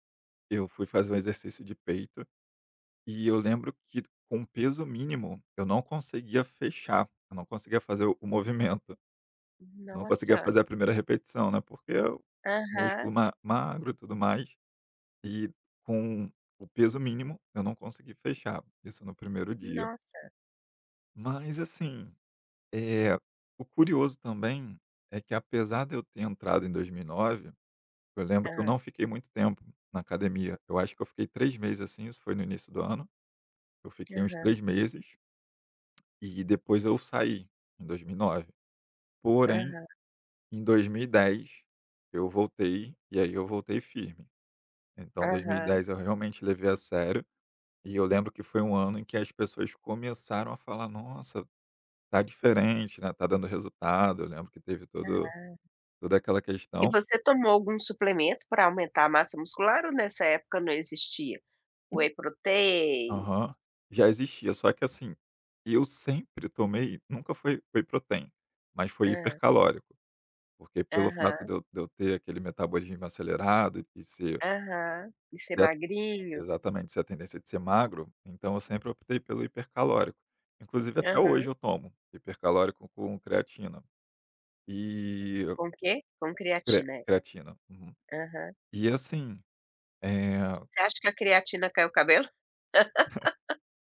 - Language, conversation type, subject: Portuguese, podcast, Qual é a história por trás do seu hobby favorito?
- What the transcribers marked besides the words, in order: tapping; other background noise; in English: "whey protein?"; in English: "whey protein"; chuckle; laugh